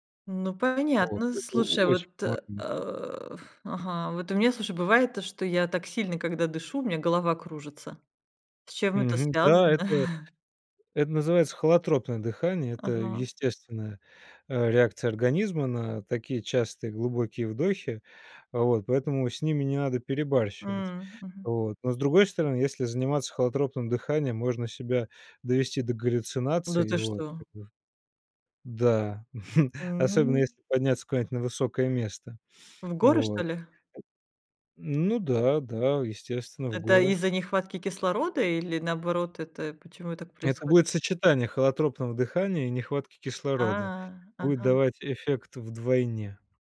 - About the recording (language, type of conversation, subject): Russian, podcast, Какие простые дыхательные практики можно делать на улице?
- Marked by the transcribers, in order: grunt; tapping; other background noise; chuckle; chuckle